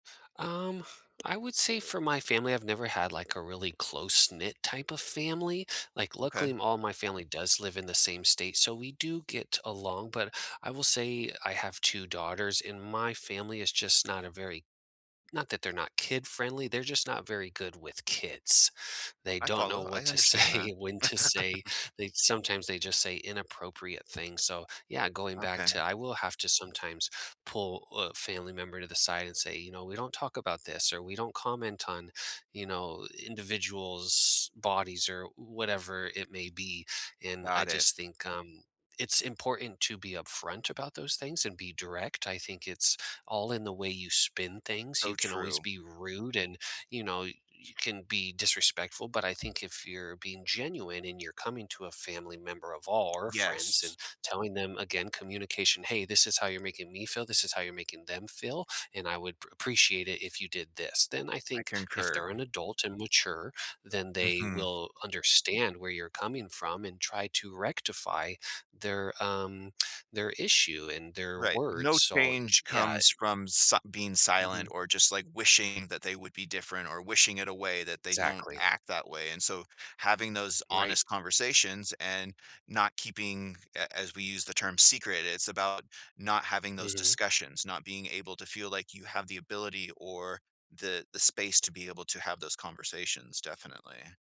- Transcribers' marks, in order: tapping; laughing while speaking: "to say"; chuckle; other background noise; tsk
- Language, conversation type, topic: English, unstructured, Is it okay if I keep secrets from my partner?